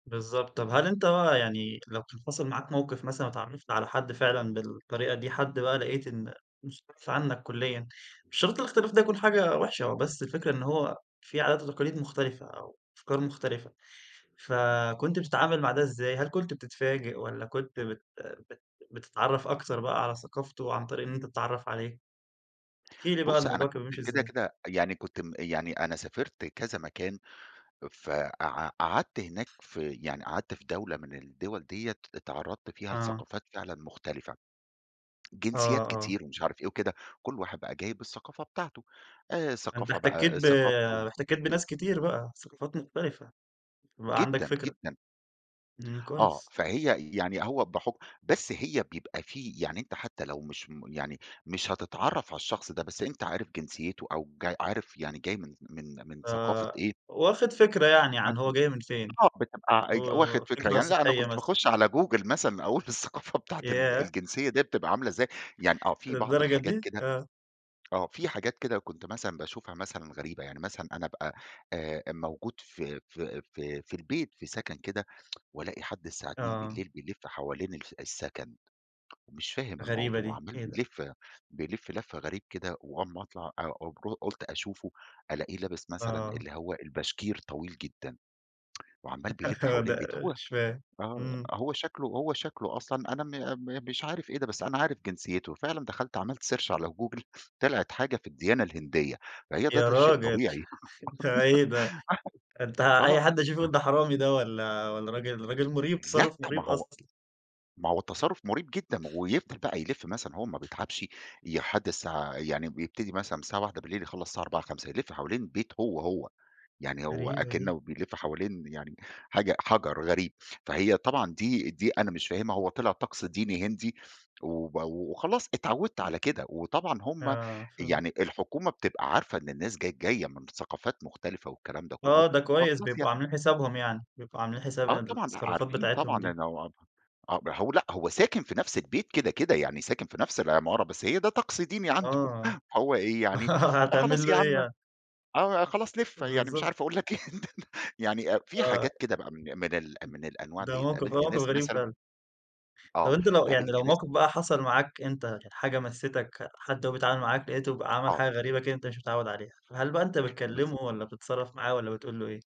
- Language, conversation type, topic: Arabic, podcast, إزاي كوّنت صداقة مع حد من ثقافة مختلفة؟
- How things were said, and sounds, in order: tapping; other background noise; tsk; laugh; tsk; in English: "search"; laugh; unintelligible speech; laugh; chuckle; laugh